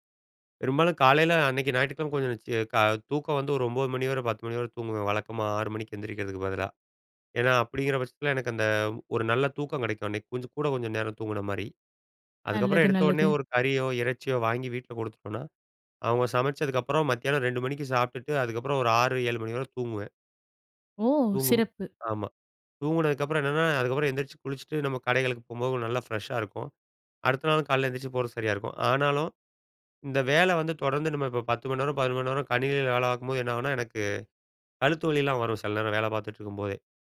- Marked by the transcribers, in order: in English: "ஃப்ரெஷ்ஷா"
- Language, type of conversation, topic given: Tamil, podcast, உடல் உங்களுக்கு ஓய்வு சொல்லும்போது நீங்கள் அதை எப்படி கேட்கிறீர்கள்?